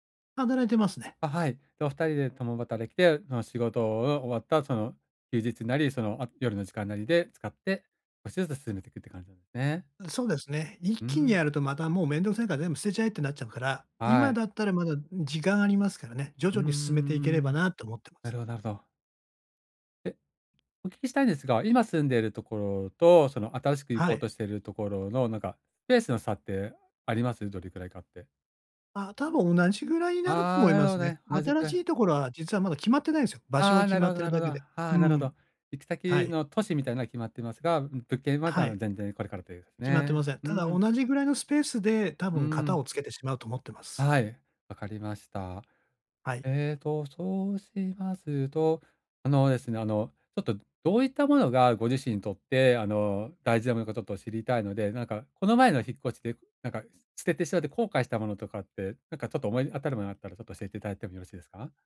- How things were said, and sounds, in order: tapping
- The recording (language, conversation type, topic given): Japanese, advice, 引っ越しの荷造りは、どこから優先して梱包すればいいですか？